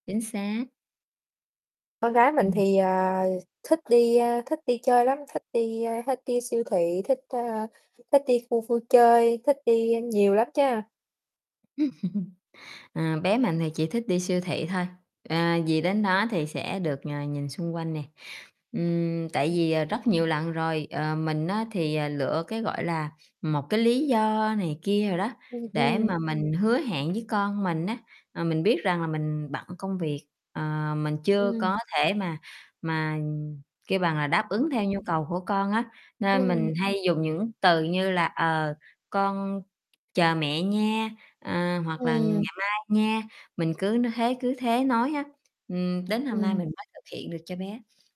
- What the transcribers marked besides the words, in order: chuckle; unintelligible speech; other background noise; distorted speech; tapping
- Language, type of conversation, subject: Vietnamese, unstructured, Bạn nghĩ thế nào về việc nói dối trong cuộc sống hằng ngày?